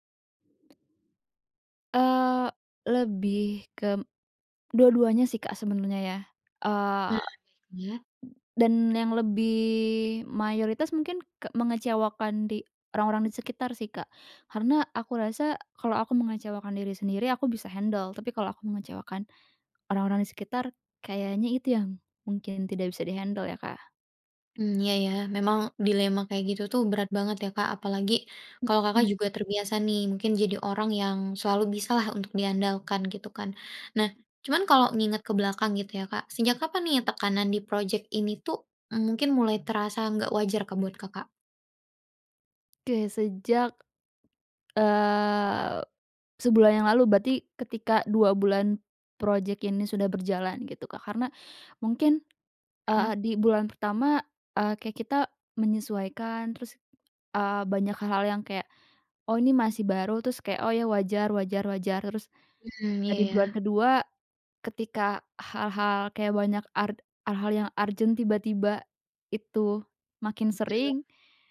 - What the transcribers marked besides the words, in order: other background noise; in English: "handle"; in English: "di-handle"; in English: "urgent"
- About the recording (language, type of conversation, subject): Indonesian, advice, Bagaimana cara berhenti menunda semua tugas saat saya merasa lelah dan bingung?